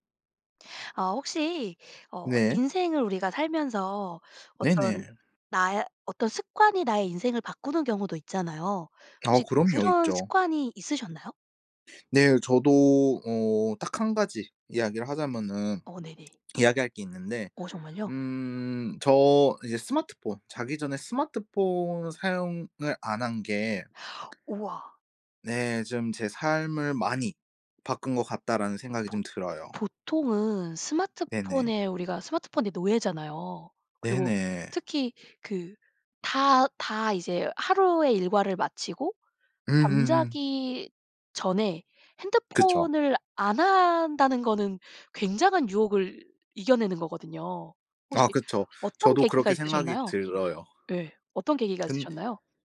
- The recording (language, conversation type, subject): Korean, podcast, 한 가지 습관이 삶을 바꾼 적이 있나요?
- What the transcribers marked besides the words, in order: other background noise; tapping